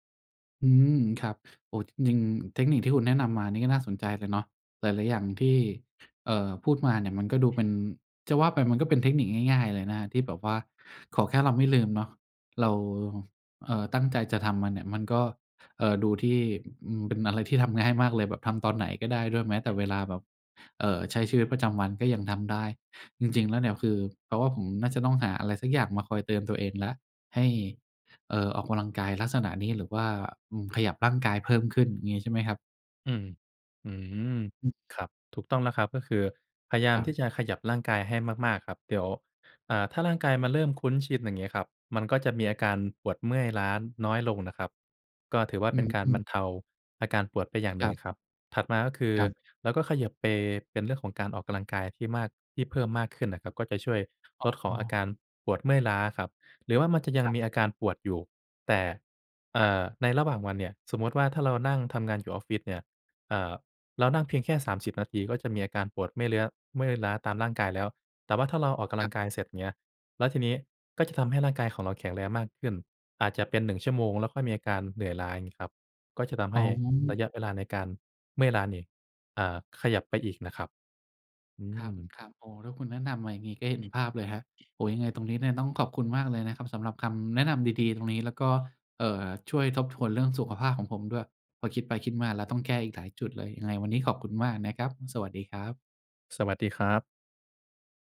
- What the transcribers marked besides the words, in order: throat clearing
- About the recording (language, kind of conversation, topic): Thai, advice, เมื่อสุขภาพแย่ลง ฉันควรปรับกิจวัตรประจำวันและกำหนดขีดจำกัดของร่างกายอย่างไร?